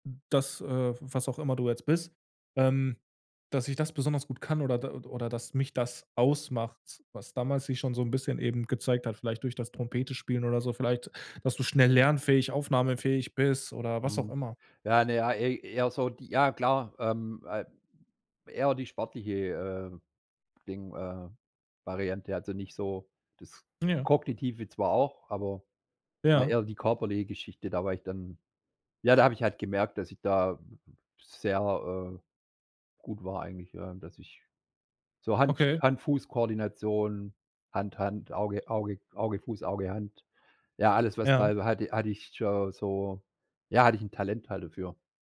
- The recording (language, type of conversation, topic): German, podcast, Welche Erlebnisse aus der Kindheit prägen deine Kreativität?
- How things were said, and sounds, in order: other background noise